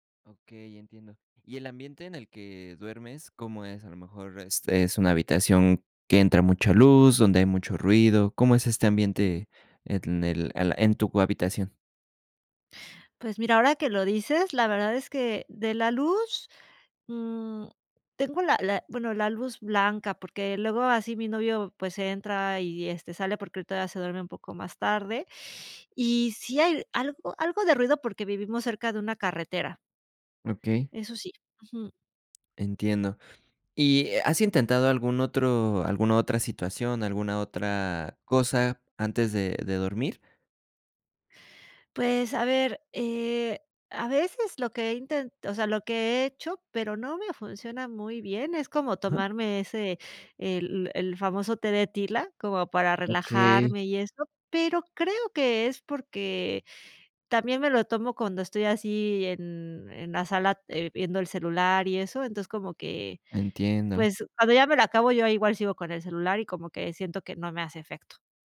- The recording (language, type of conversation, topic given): Spanish, advice, ¿Cómo puedo manejar el insomnio por estrés y los pensamientos que no me dejan dormir?
- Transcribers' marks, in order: none